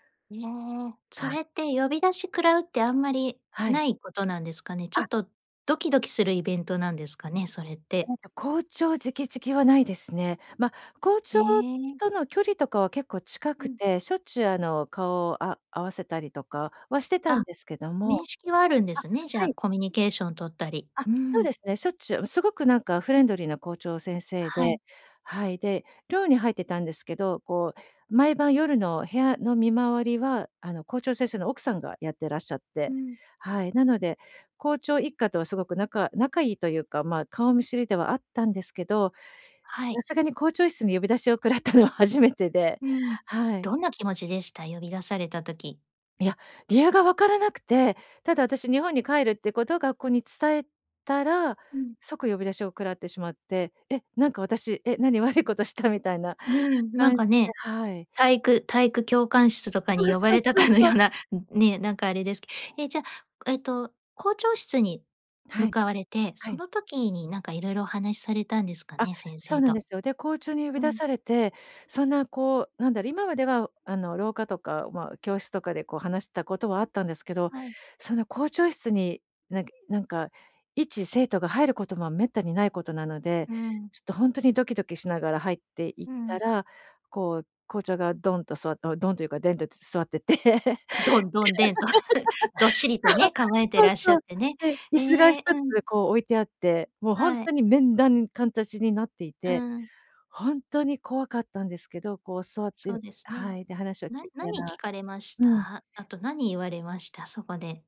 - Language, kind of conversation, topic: Japanese, podcast, 進路を変えたきっかけは何でしたか？
- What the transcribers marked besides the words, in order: laugh